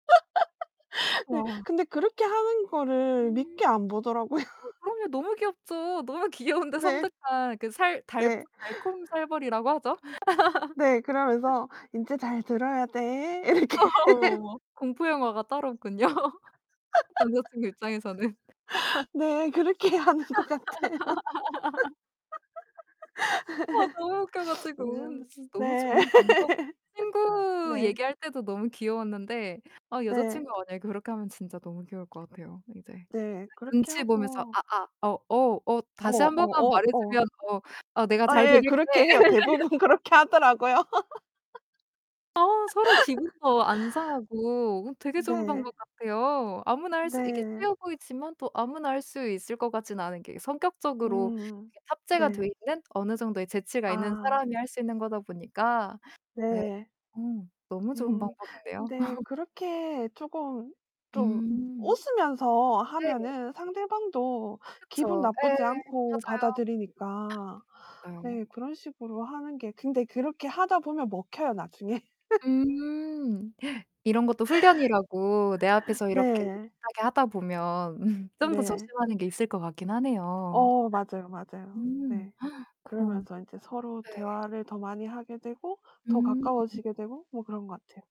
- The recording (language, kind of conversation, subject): Korean, podcast, 휴대폰을 보면서 대화하는 것에 대해 어떻게 생각하세요?
- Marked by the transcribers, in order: laugh; distorted speech; laughing while speaking: "보더라고요"; anticipating: "어 그럼요. 너무 귀엽죠"; laughing while speaking: "귀여운데"; unintelligible speech; laugh; laughing while speaking: "이렇게"; laughing while speaking: "아 어머"; laugh; laugh; laughing while speaking: "네. 그렇게 하는 것 같아요"; laugh; laughing while speaking: "남자친구 입장에서는"; tapping; laugh; laughing while speaking: "어 너무 웃겨 가지고"; other background noise; laugh; put-on voice: "아아, 어 어 어 다시 … 내가 잘 들을게"; laugh; laughing while speaking: "대부분 그렇게 하더라고요"; anticipating: "아. 서로 기분도 안 상하고 되게 좋은 방법 같아요"; laugh; laugh; giggle; gasp; laugh; gasp